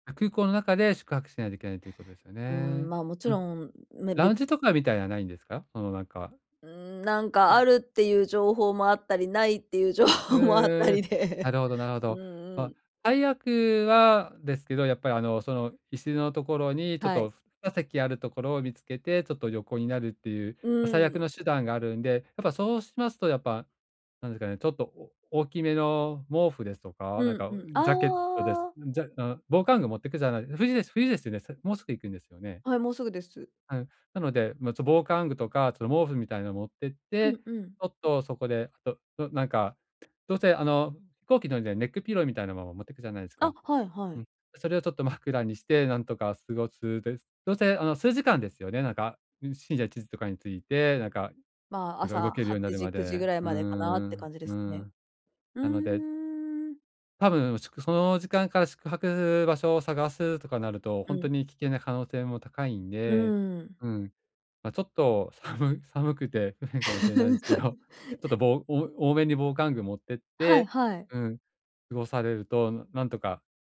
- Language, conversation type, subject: Japanese, advice, 初めて行く場所で不安を減らすにはどうすればよいですか？
- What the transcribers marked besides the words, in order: laughing while speaking: "情報もあったりで"; tapping; in English: "ネックピロー"; laughing while speaking: "さむ 寒くて不便かもしれないですけど"; laugh